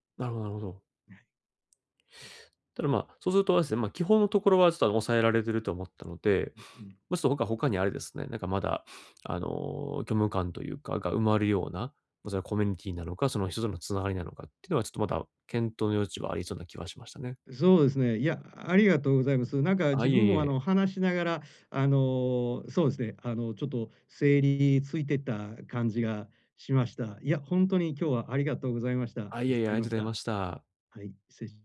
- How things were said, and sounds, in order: sniff; sniff
- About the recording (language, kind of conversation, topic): Japanese, advice, 記念日や何かのきっかけで湧いてくる喪失感や満たされない期待に、穏やかに対処するにはどうすればよいですか？